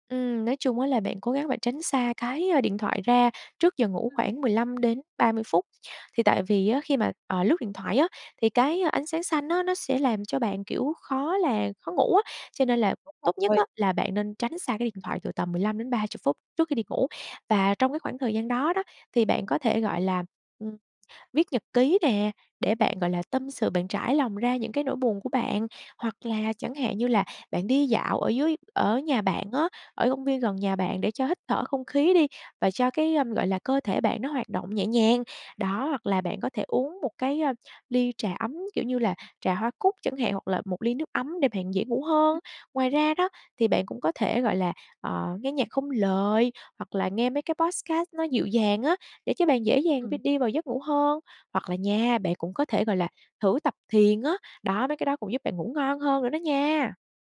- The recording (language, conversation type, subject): Vietnamese, advice, Bạn đang bị mất ngủ và ăn uống thất thường vì đau buồn, đúng không?
- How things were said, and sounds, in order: tapping; other background noise; in English: "podcast"